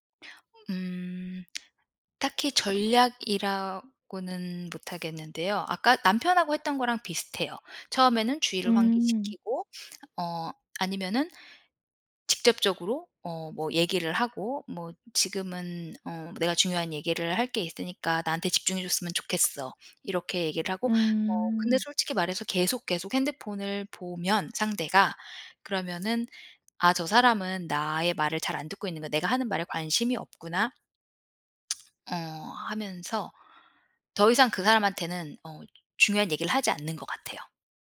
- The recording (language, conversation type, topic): Korean, podcast, 대화 중에 상대가 휴대폰을 볼 때 어떻게 말하면 좋을까요?
- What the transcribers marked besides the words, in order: other background noise; tapping; tsk